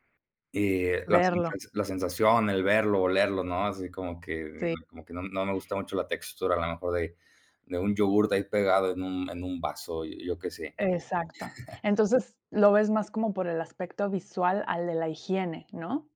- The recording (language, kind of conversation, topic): Spanish, unstructured, ¿Te resulta desagradable ver comida pegada en platos sucios?
- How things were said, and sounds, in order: chuckle